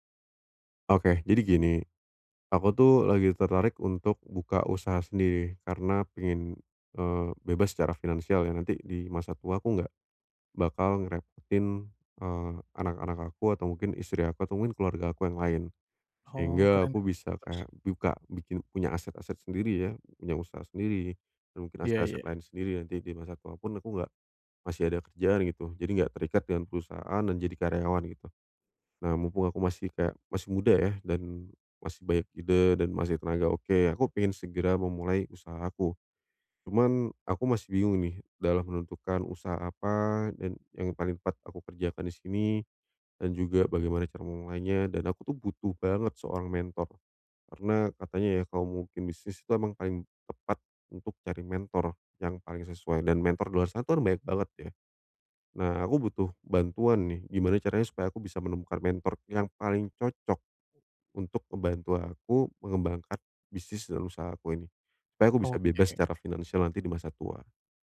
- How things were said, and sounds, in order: "bikin" said as "ngkin"
- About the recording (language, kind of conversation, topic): Indonesian, advice, Bagaimana cara menemukan mentor yang tepat untuk membantu perkembangan karier saya?